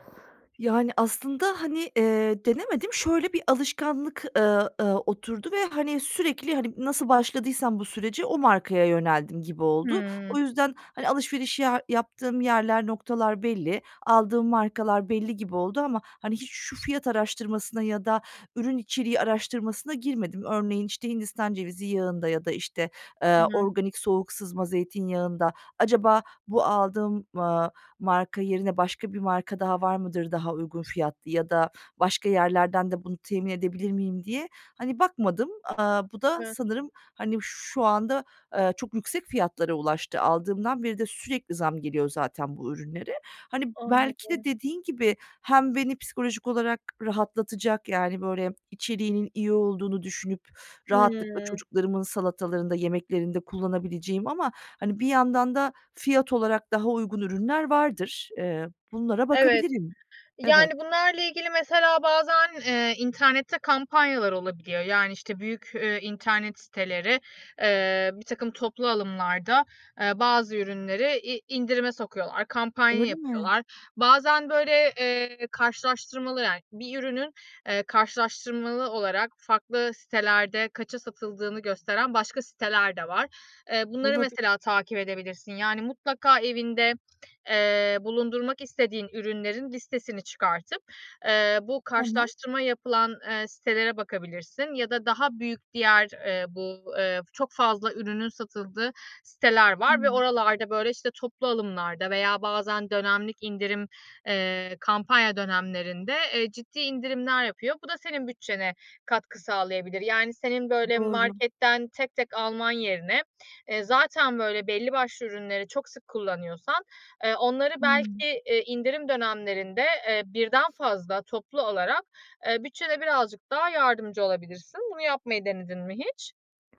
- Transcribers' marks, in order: tapping; other background noise
- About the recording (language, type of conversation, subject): Turkish, advice, Bütçem kısıtlıyken sağlıklı alışverişi nasıl daha kolay yapabilirim?